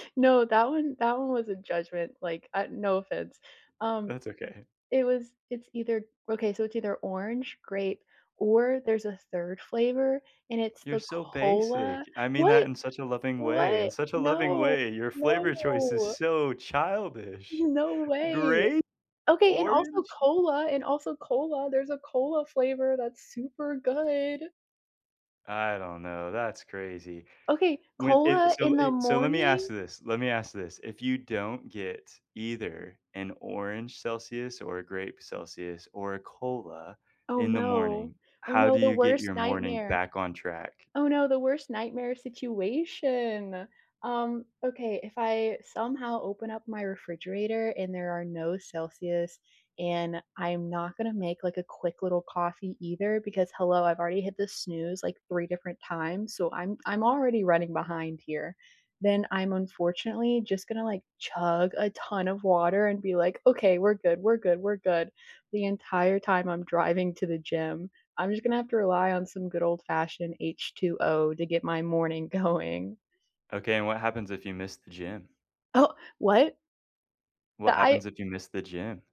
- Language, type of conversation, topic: English, unstructured, Which morning rituals help you feel grounded, and how do they shape your day?
- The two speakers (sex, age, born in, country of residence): male, 30-34, United States, United States; other, 25-29, United States, United States
- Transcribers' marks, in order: other background noise; laughing while speaking: "going"